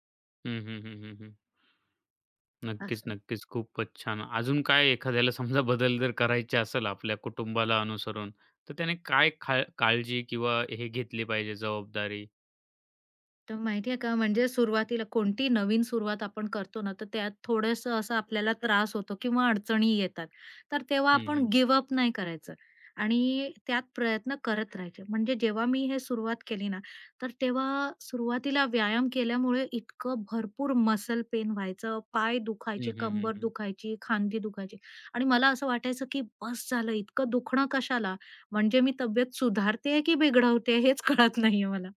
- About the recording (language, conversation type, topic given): Marathi, podcast, तुमच्या मुलांबरोबर किंवा कुटुंबासोबत घडलेला असा कोणता क्षण आहे, ज्यामुळे तुम्ही बदललात?
- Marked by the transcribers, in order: laughing while speaking: "समजा बदल जर करायचे असेल"; in English: "गिव्ह अप"; laughing while speaking: "बिघडवते हेच कळत नाहीये मला"